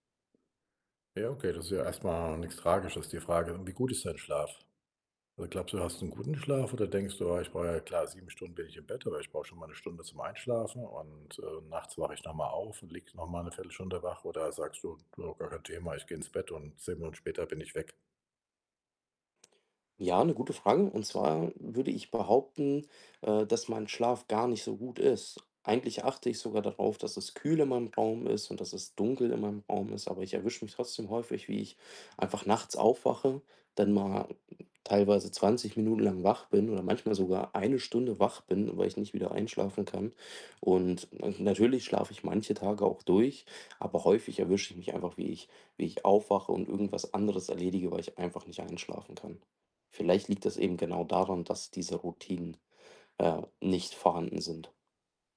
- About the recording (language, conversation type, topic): German, advice, Wie kann ich schlechte Gewohnheiten langfristig und nachhaltig ändern?
- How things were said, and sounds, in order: none